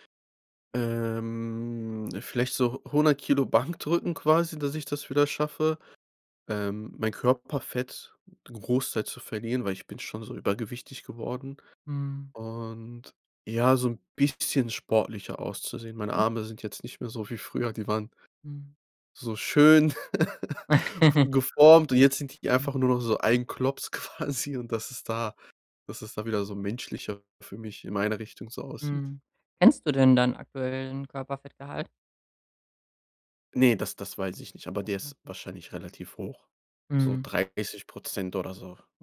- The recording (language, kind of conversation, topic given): German, advice, Wie kann ich es schaffen, beim Sport routinemäßig dranzubleiben?
- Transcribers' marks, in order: drawn out: "Ähm"; stressed: "bisschen"; stressed: "schön"; laugh; laughing while speaking: "quasi"; stressed: "kennst"